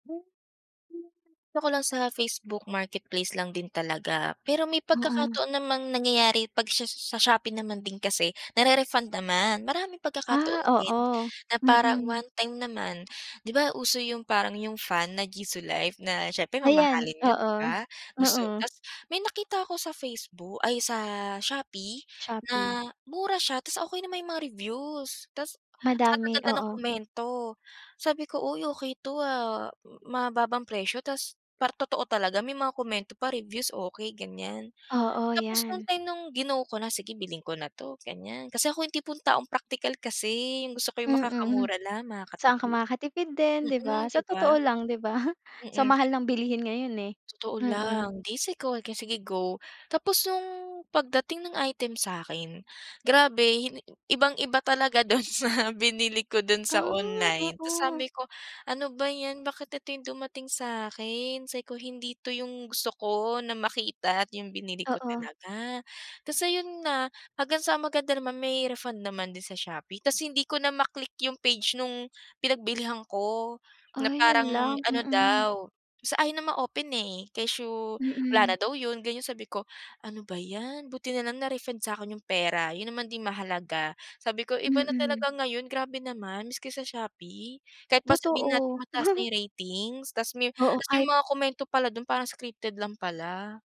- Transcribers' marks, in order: laughing while speaking: "Mm"; laughing while speaking: "'di ba?"; laughing while speaking: "dun sa"; laugh
- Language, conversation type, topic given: Filipino, podcast, Paano ka makakaiwas sa mga panloloko sa internet at mga pagtatangkang nakawin ang iyong impormasyon?